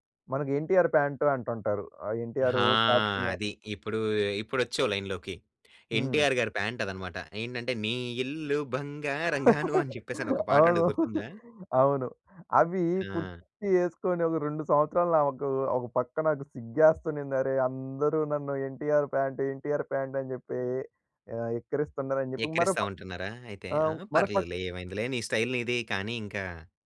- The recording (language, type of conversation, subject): Telugu, podcast, సినిమాలు, టీవీ కార్యక్రమాలు ప్రజల ఫ్యాషన్‌పై ఎంతవరకు ప్రభావం చూపుతున్నాయి?
- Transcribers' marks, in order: in English: "లైన్‌లోకి"; singing: "నీ ఇల్లు బంగారంగాను"; tapping; laugh; in English: "స్టైల్"